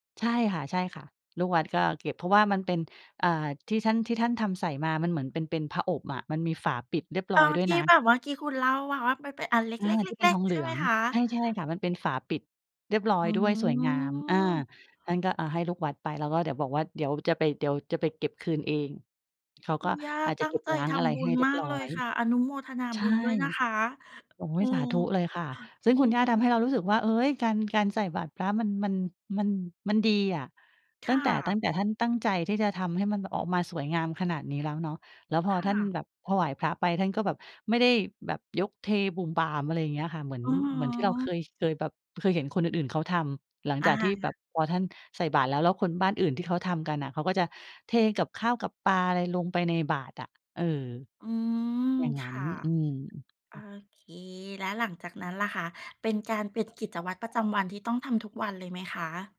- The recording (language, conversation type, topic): Thai, podcast, คุณเคยตักบาตรหรือถวายอาหารบ้างไหม ช่วยเล่าให้ฟังหน่อยได้ไหม?
- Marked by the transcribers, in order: tapping